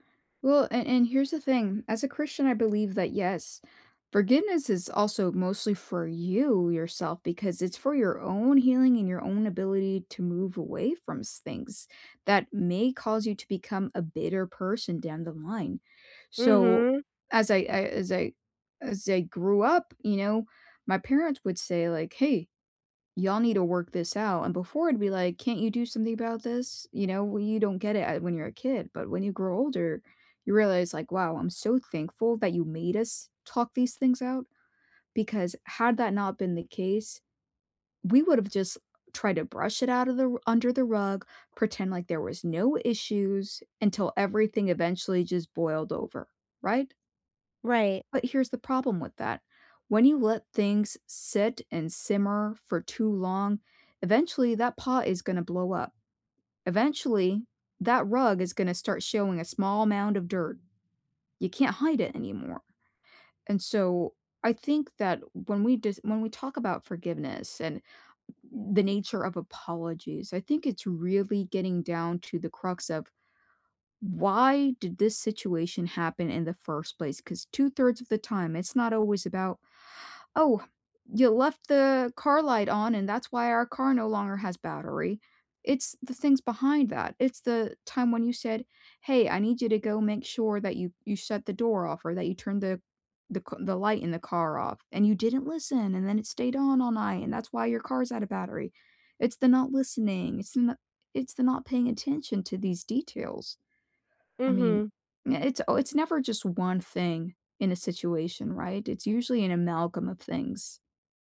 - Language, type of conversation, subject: English, unstructured, How do you know when to forgive and when to hold someone accountable?
- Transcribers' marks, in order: tapping